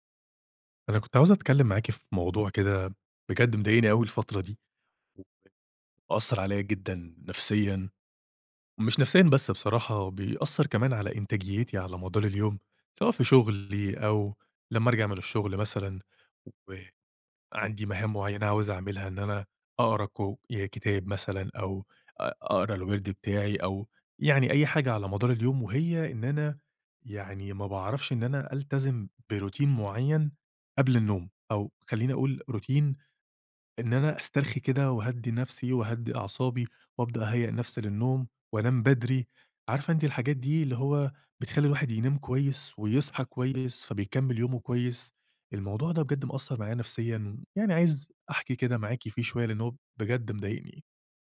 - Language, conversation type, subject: Arabic, advice, إزاي أقدر ألتزم بروتين للاسترخاء قبل النوم؟
- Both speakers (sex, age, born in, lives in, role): female, 20-24, Egypt, Egypt, advisor; male, 30-34, Egypt, Egypt, user
- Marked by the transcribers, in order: other background noise; in English: "بروتين"; in English: "روتين"; tapping